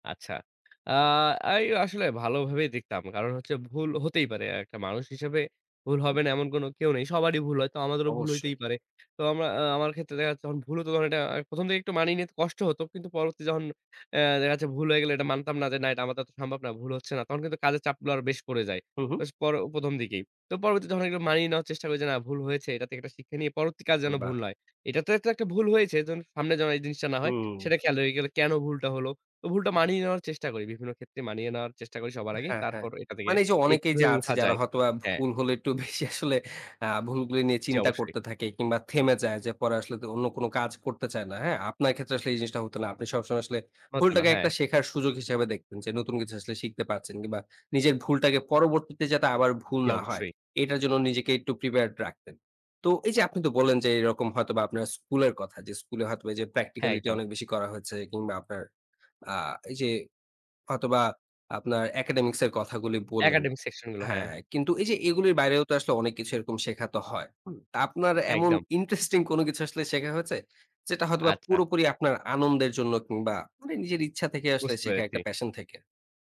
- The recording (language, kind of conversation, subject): Bengali, podcast, তুমি কীভাবে শেখাকে জীবনের মজার অংশ বানিয়ে রাখো?
- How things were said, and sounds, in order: unintelligible speech; laughing while speaking: "বেশি আসলে"; in English: "প্র্যাকটিক্যালিটি"; other background noise